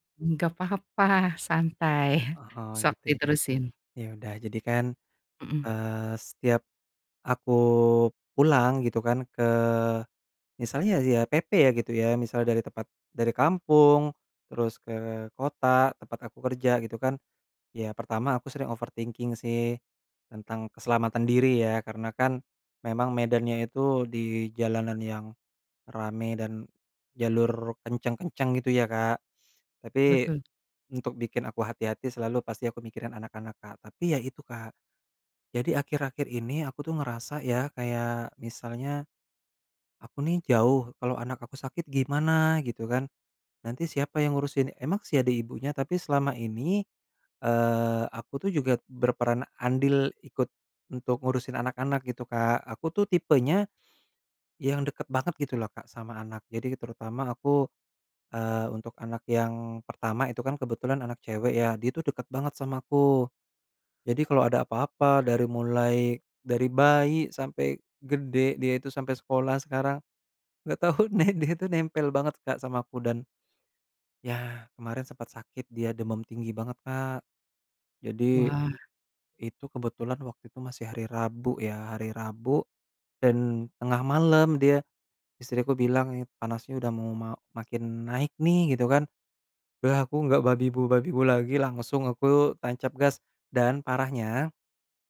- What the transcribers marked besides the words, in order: laughing while speaking: "Nggak papa, santai"; tapping; in English: "overthinking"; laughing while speaking: "nggak tau nih, dia itu"
- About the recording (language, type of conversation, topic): Indonesian, advice, Mengapa saya terus-menerus khawatir tentang kesehatan diri saya atau keluarga saya?